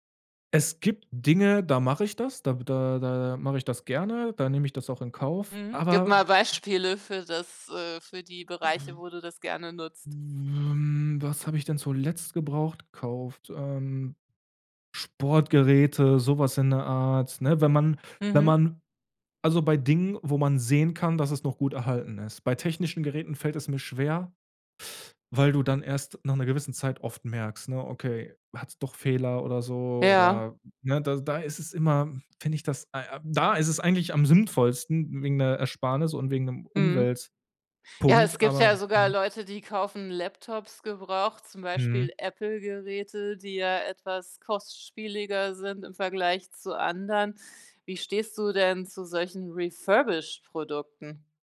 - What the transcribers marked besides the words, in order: other noise; drawn out: "Hm"; teeth sucking
- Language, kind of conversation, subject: German, podcast, Wie probierst du neue Dinge aus, ohne gleich alles zu kaufen?